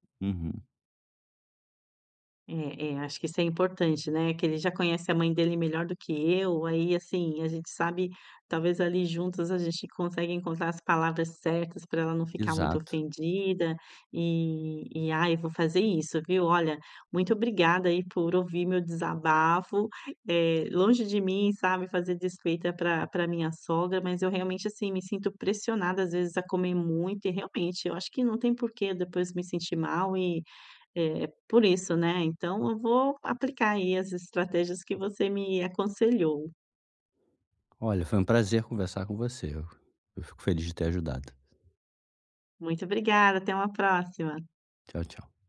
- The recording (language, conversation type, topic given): Portuguese, advice, Como posso lidar com a pressão social para comer mais durante refeições em grupo?
- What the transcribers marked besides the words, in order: tapping